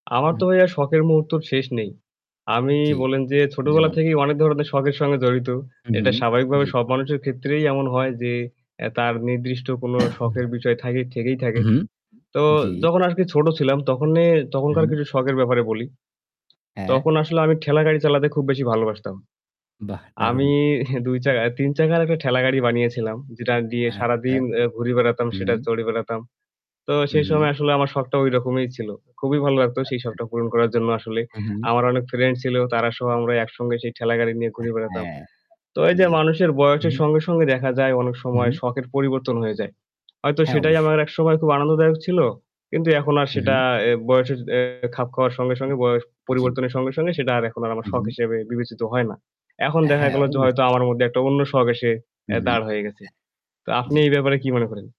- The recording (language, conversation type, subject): Bengali, unstructured, তোমার প্রিয় শখের সঙ্গে জড়িত কোনো স্মরণীয় মুহূর্ত কি শেয়ার করতে পারো?
- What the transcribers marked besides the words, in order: static; cough; chuckle; other noise